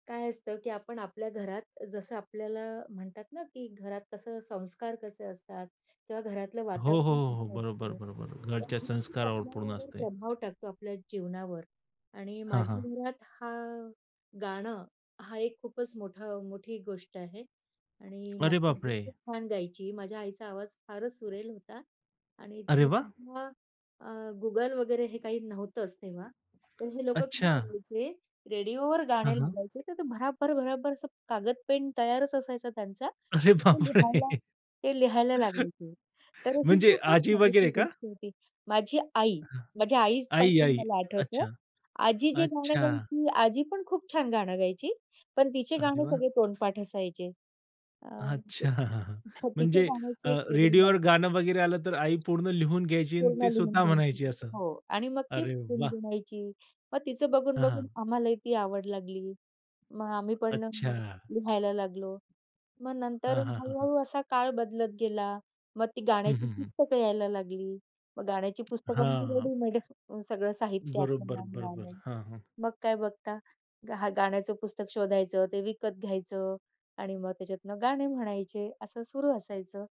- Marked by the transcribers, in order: other background noise; unintelligible speech; tapping; laughing while speaking: "अरे बापरे!"; chuckle; laughing while speaking: "अच्छा!"; chuckle; unintelligible speech; joyful: "अरे वाह!"
- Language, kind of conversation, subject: Marathi, podcast, भविष्यात तुम्हाला नक्की कोणता नवा छंद करून पाहायचा आहे?